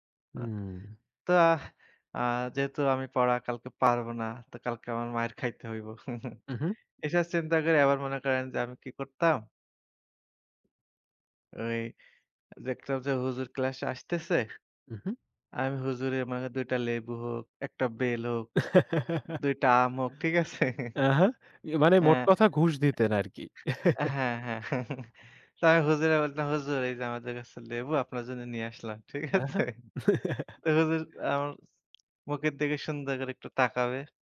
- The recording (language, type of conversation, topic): Bengali, unstructured, তোমার প্রিয় শিক্ষক কে এবং কেন?
- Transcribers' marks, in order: chuckle; laughing while speaking: "আছে?"; chuckle; laughing while speaking: "ঠিক আছে?"; chuckle